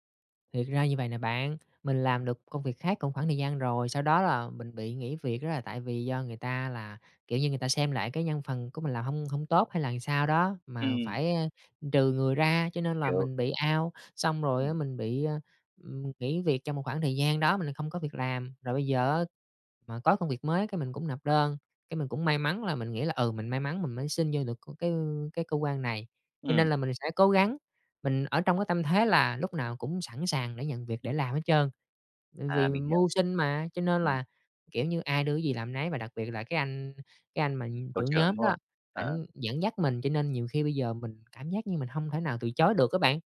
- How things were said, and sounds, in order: "làm" said as "ừn"; in English: "out"
- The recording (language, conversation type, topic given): Vietnamese, advice, Làm thế nào để tôi học cách nói “không” và tránh nhận quá nhiều việc?